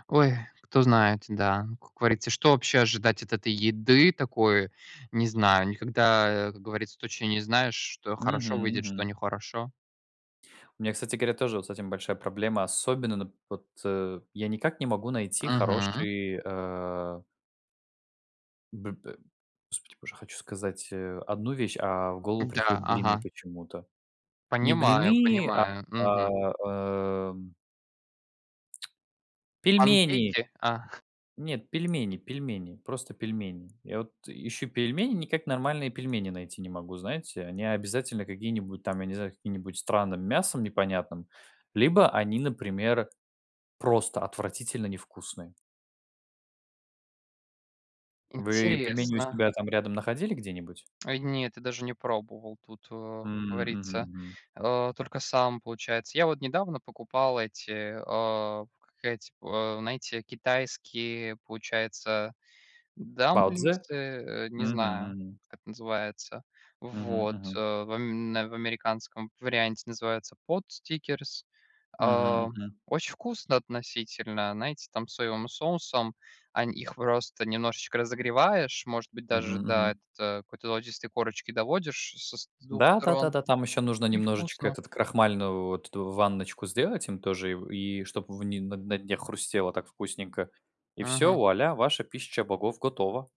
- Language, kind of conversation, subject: Russian, unstructured, Что вас больше всего раздражает в готовых блюдах из магазина?
- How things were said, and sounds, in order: tongue click; tapping; in English: "дамплингсы"; in Chinese: "包子?"; in English: "potstickers"; unintelligible speech; put-on voice: "пища богов готова"